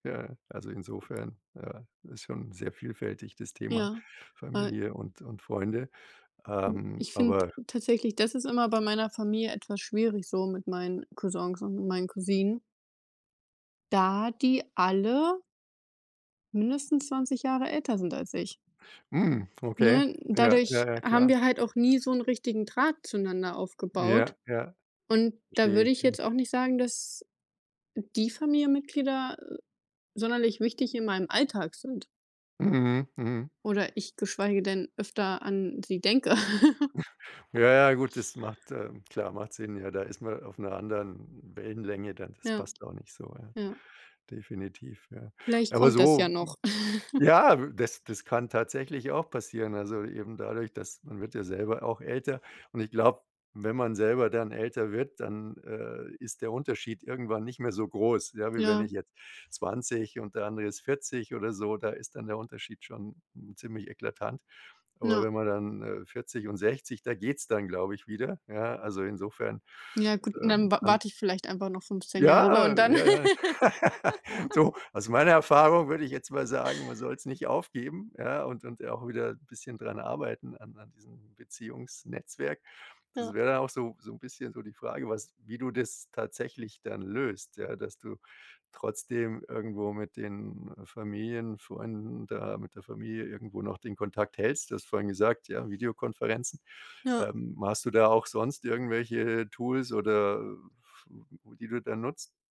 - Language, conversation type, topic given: German, unstructured, Wie wichtig sind Familie und Freunde in deinem Leben?
- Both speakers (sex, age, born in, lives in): female, 25-29, Germany, Germany; male, 60-64, Germany, Germany
- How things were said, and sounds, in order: other background noise; chuckle; other noise; chuckle; laugh